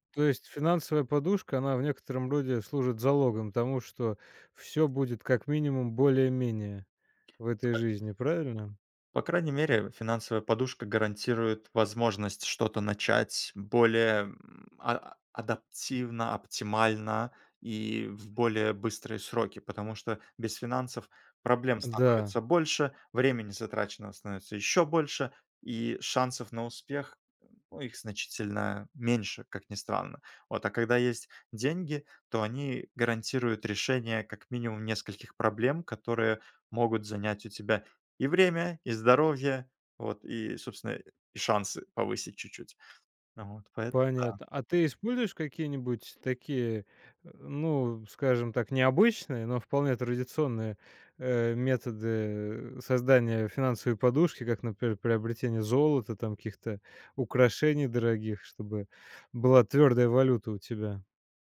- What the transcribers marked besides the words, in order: other background noise; other noise; tapping
- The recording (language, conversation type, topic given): Russian, podcast, О каком дне из своей жизни ты никогда не забудешь?